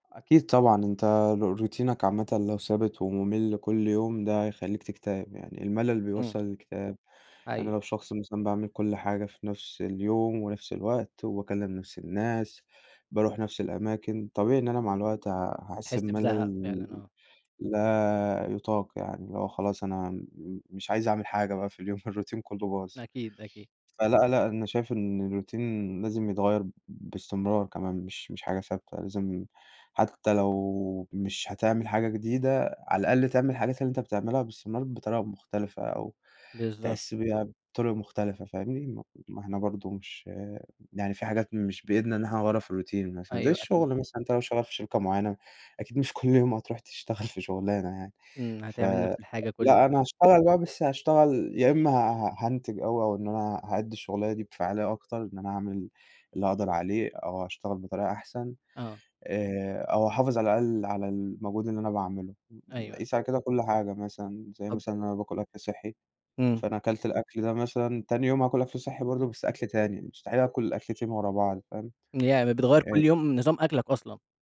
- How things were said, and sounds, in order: other background noise; tapping; horn; chuckle; laughing while speaking: "كل يوم هتروح"; unintelligible speech
- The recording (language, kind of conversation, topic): Arabic, podcast, إيه روتينك الصبح من أول ما بتصحى لحد ما تبدأ يومك؟